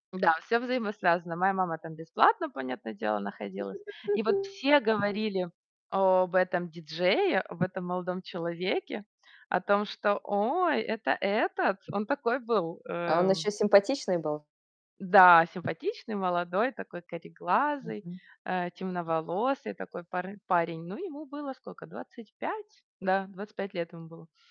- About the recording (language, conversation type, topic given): Russian, podcast, Какие песни у тебя ассоциируются с важными моментами жизни?
- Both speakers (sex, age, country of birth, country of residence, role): female, 35-39, Ukraine, United States, guest; female, 50-54, Belarus, United States, host
- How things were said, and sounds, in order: distorted speech; chuckle; tapping